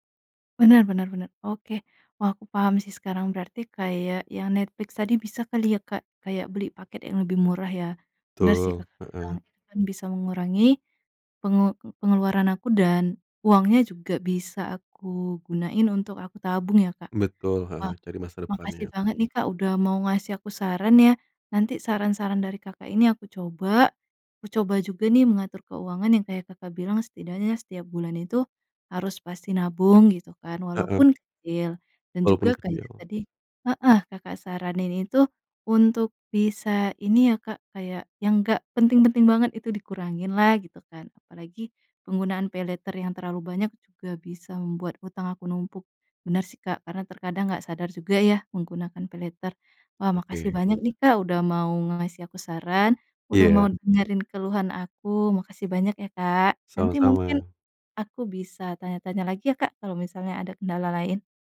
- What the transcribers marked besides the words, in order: in English: "paylater"; in English: "paylater"
- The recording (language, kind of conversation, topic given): Indonesian, advice, Bagaimana rasanya hidup dari gajian ke gajian tanpa tabungan darurat?